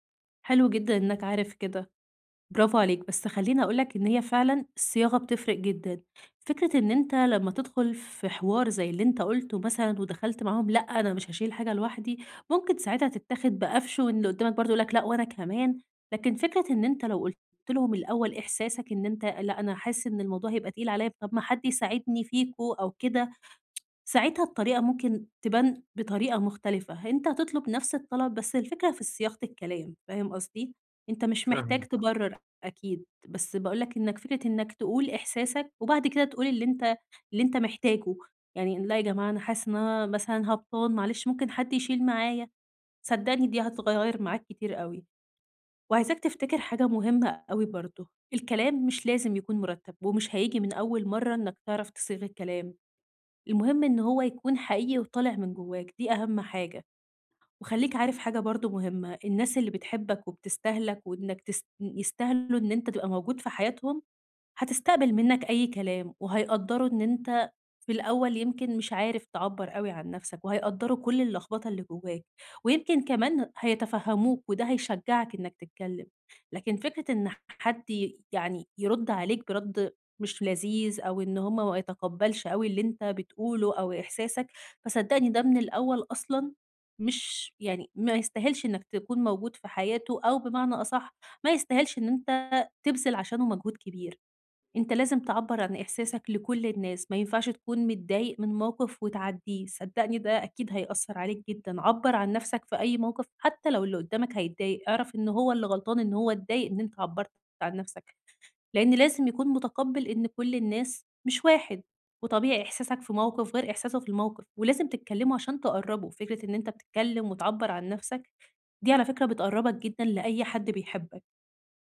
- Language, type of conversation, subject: Arabic, advice, إزاي أعبّر عن نفسي بصراحة من غير ما أخسر قبول الناس؟
- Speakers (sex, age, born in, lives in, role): female, 20-24, Egypt, Egypt, advisor; male, 25-29, Egypt, Egypt, user
- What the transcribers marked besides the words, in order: tapping; tsk; unintelligible speech